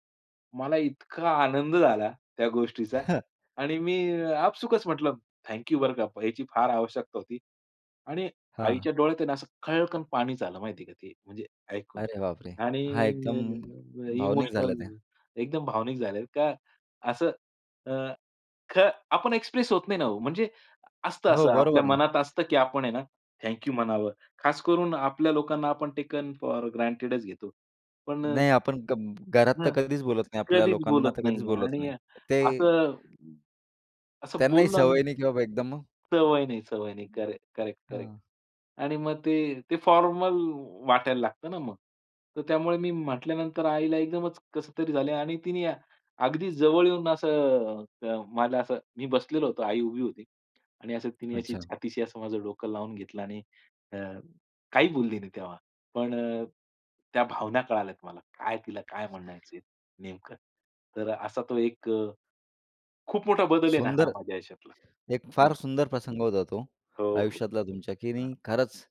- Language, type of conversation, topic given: Marathi, podcast, कधी एखाद्या सल्ल्यामुळे तुमचं आयुष्य बदललं आहे का?
- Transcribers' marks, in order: tapping; chuckle; other background noise; in English: "टेकन फॉर ग्रँटेडच"; unintelligible speech; in English: "फॉर्मल"